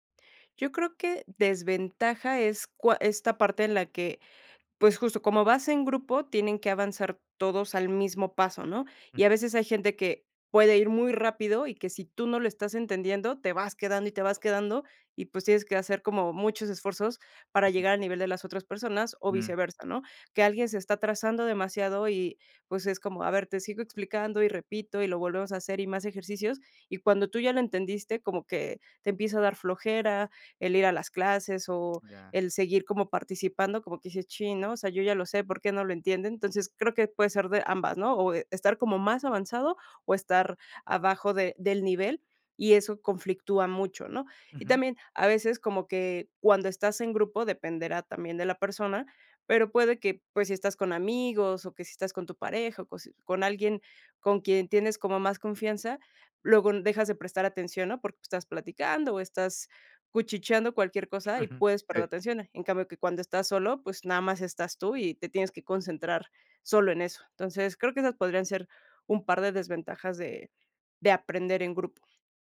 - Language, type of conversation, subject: Spanish, podcast, ¿Qué opinas de aprender en grupo en comparación con aprender por tu cuenta?
- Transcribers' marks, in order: other noise; tapping